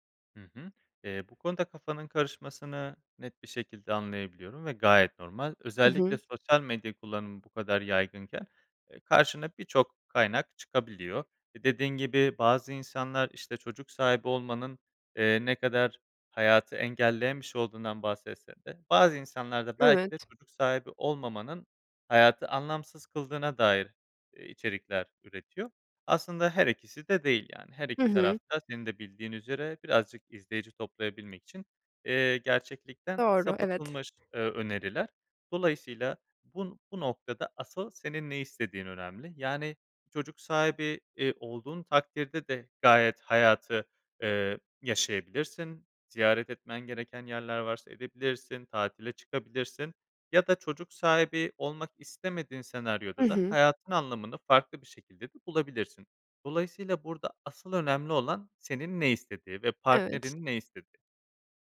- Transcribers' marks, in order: tapping; other background noise
- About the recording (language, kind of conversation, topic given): Turkish, advice, Çocuk sahibi olma veya olmama kararı